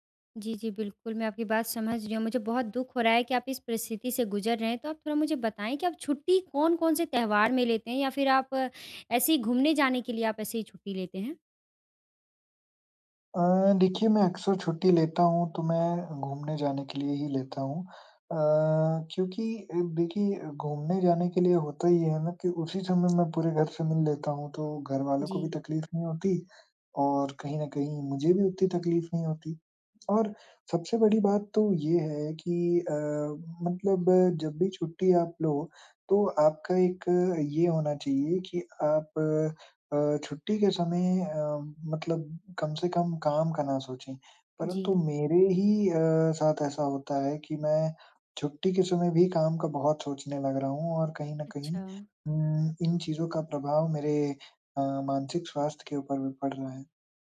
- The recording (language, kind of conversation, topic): Hindi, advice, मैं छुट्टी के दौरान दोषी महसूस किए बिना पूरी तरह आराम कैसे करूँ?
- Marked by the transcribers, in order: other background noise; tapping; "उतनी" said as "उत्ती"